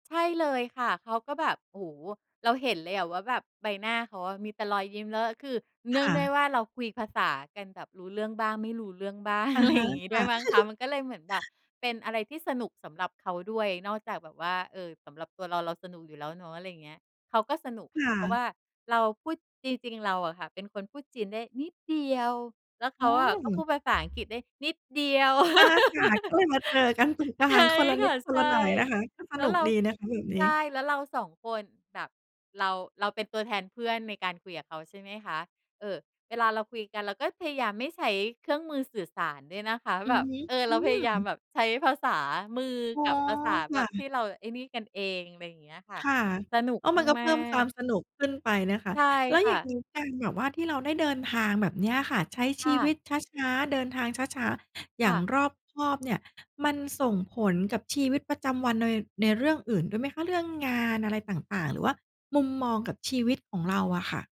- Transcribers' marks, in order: chuckle; laughing while speaking: "อะไรอย่างงี้"; laugh
- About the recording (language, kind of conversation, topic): Thai, podcast, การเดินทางแบบเนิบช้าทำให้คุณมองเห็นอะไรได้มากขึ้น?